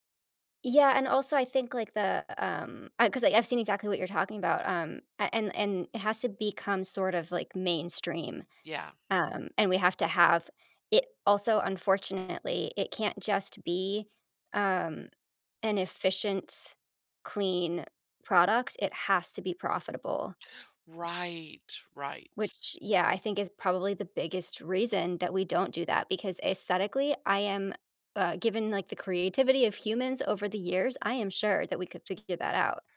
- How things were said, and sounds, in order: none
- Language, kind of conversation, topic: English, unstructured, What emotions do you feel when you see a forest being cut down?